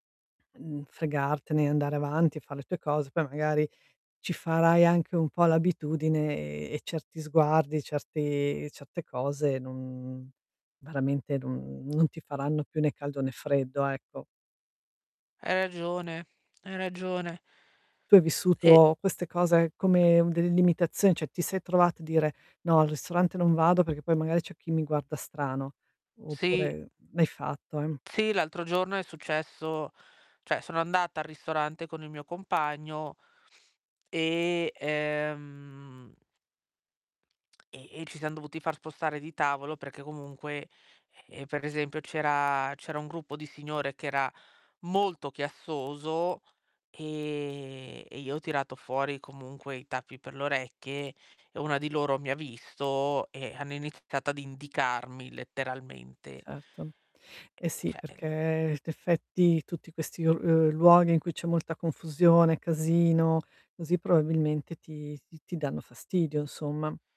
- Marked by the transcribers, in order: static; "cioè" said as "ceh"; tapping; other background noise; distorted speech; "cioè" said as "ceh"; "cioè" said as "ceh"; "insomma" said as "nsomma"
- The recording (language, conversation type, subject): Italian, advice, Come posso accettare le mie peculiarità senza sentirmi giudicato?
- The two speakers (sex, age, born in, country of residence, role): female, 35-39, Italy, Belgium, user; female, 55-59, Italy, Italy, advisor